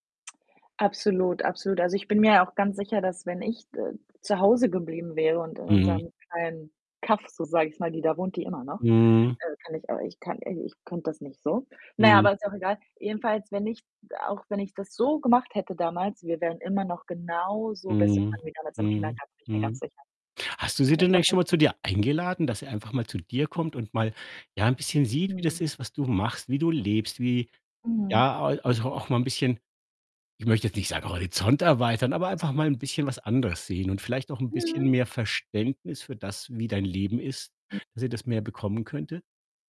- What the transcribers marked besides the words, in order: unintelligible speech
- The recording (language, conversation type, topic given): German, advice, Wie hat sich dein Freundeskreis durch Job, Familie oder einen Umzug auseinandergelebt?